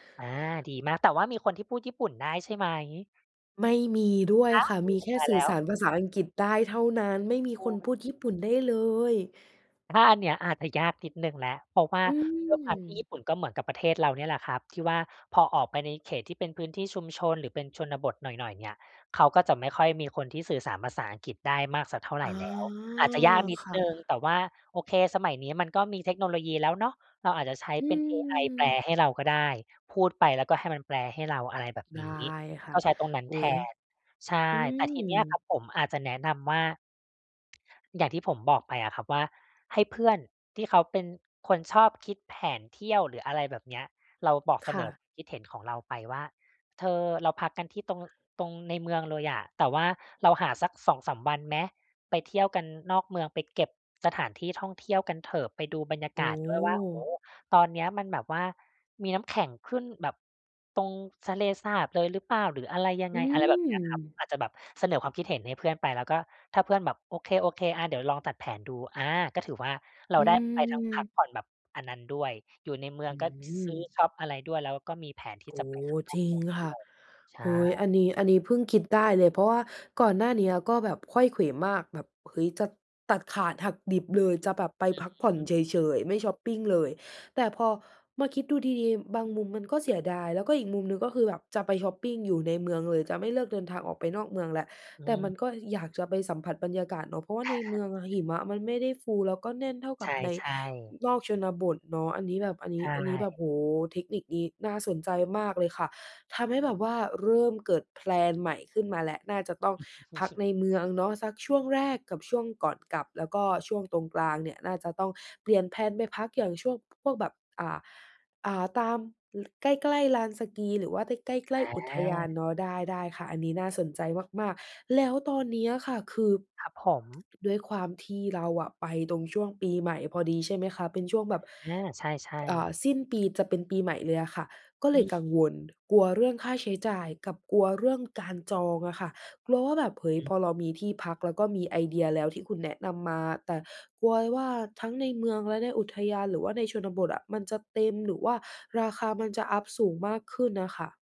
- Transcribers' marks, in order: drawn out: "อ๋อ"; other background noise; tapping; chuckle; in English: "แพลน"; chuckle
- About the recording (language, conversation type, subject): Thai, advice, ควรเลือกไปพักผ่อนสบาย ๆ ที่รีสอร์ตหรือออกไปผจญภัยท่องเที่ยวในที่ไม่คุ้นเคยดี?